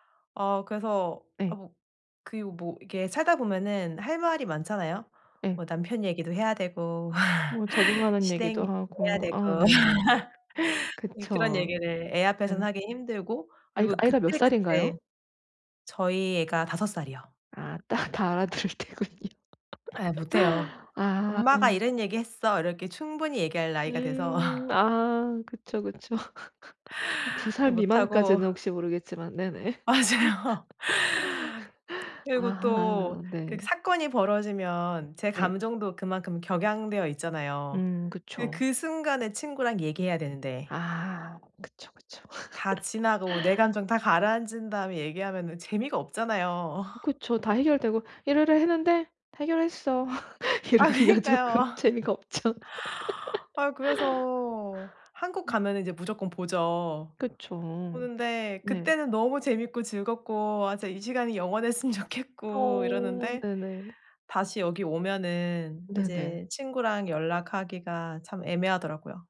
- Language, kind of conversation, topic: Korean, advice, 멀리 이사한 뒤에도 가족과 친한 친구들과 어떻게 계속 연락하며 관계를 유지할 수 있을까요?
- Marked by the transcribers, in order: other background noise; laugh; laugh; laughing while speaking: "들을 때군요"; laugh; laugh; laugh; laughing while speaking: "맞아요"; laugh; laugh; laughing while speaking: "그니까요"; laugh; laughing while speaking: "이러기가 조끔 재미가 없죠"; laugh; laughing while speaking: "영원했으면 좋겠고"